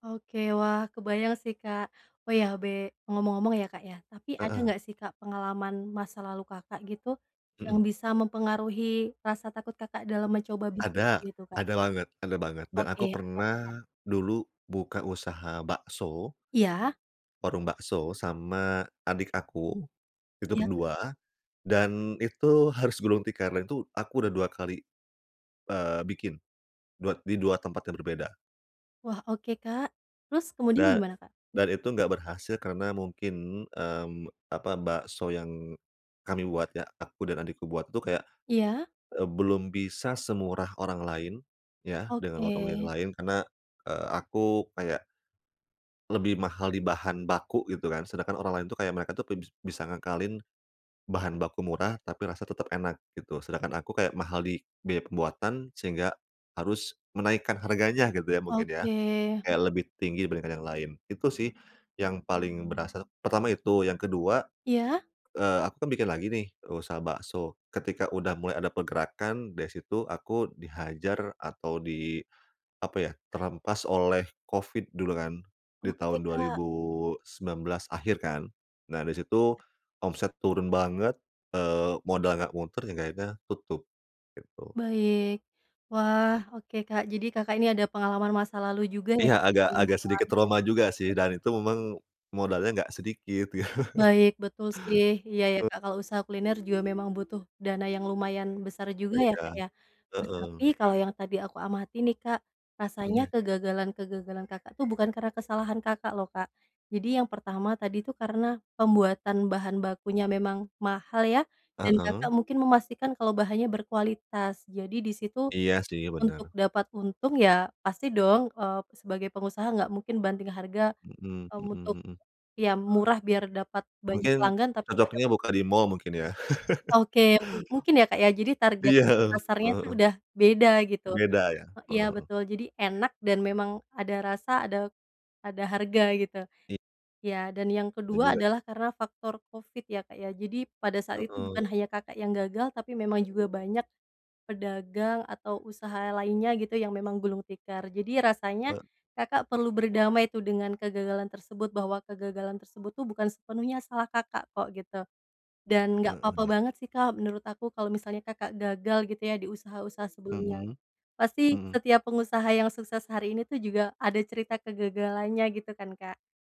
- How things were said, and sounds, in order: other background noise; chuckle; laugh
- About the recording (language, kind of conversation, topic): Indonesian, advice, Bagaimana cara memulai hal baru meski masih ragu dan takut gagal?